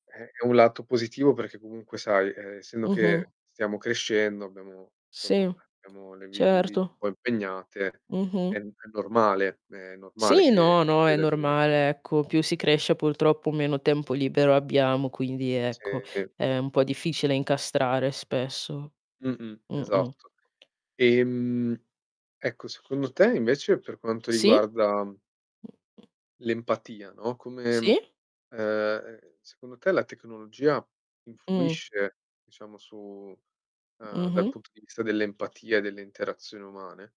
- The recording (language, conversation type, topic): Italian, unstructured, Qual è la tua opinione sul ruolo della tecnologia nelle relazioni umane?
- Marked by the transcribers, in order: tapping; distorted speech; unintelligible speech; "purtroppo" said as "pultroppo"; static; other background noise